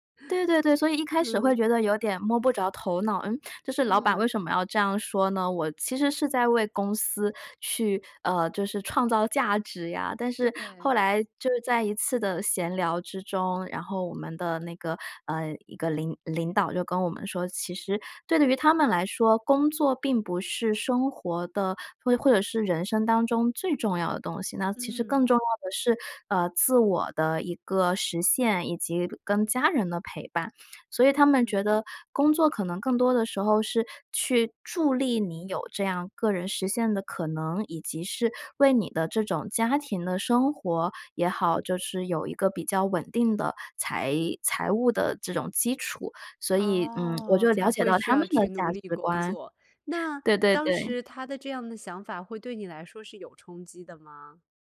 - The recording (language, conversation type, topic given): Chinese, podcast, 如何在工作和私生活之间划清科技使用的界限？
- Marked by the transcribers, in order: other background noise